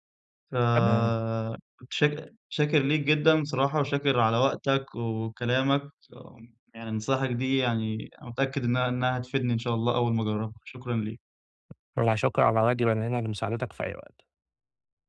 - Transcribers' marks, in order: unintelligible speech; tapping; unintelligible speech
- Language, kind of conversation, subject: Arabic, advice, صعوبة الالتزام بوقت نوم ثابت